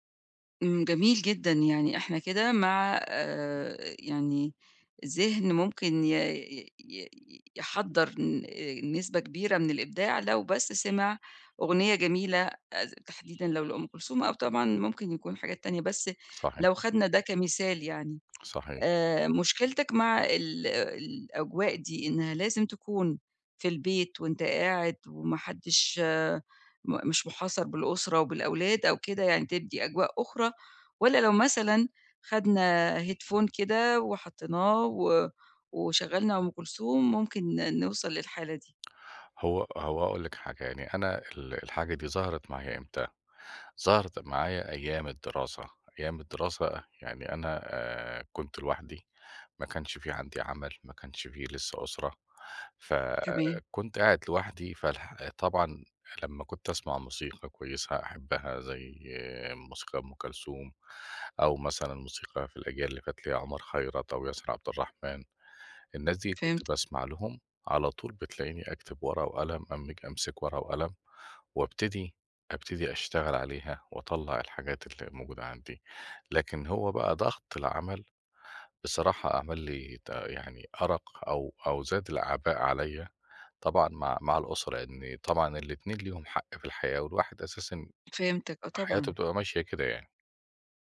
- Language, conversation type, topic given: Arabic, advice, إمتى وازاي بتلاقي وقت وطاقة للإبداع وسط ضغط الشغل والبيت؟
- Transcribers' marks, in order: other street noise; tapping; in English: "Headphone"